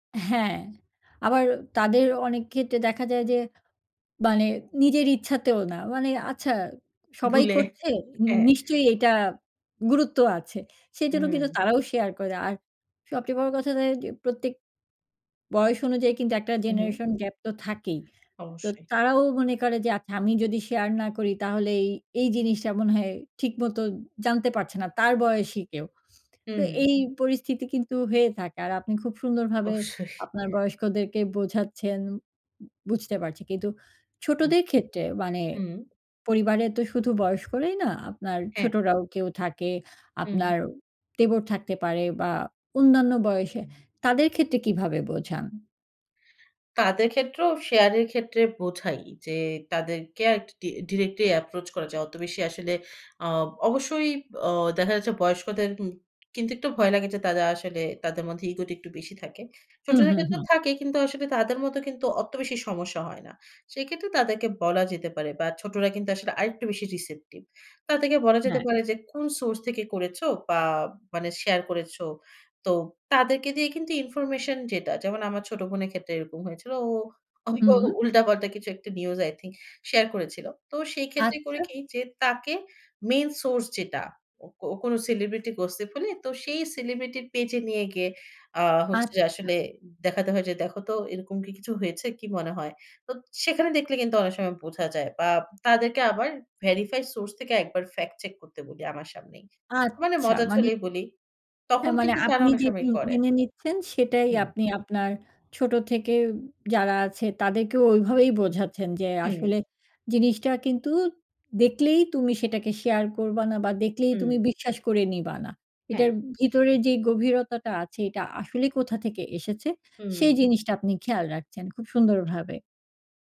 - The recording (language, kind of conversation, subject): Bengali, podcast, ফেক নিউজ চিনতে তুমি কী কৌশল ব্যবহার করো?
- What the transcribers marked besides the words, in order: other background noise; tapping; in English: "receptive"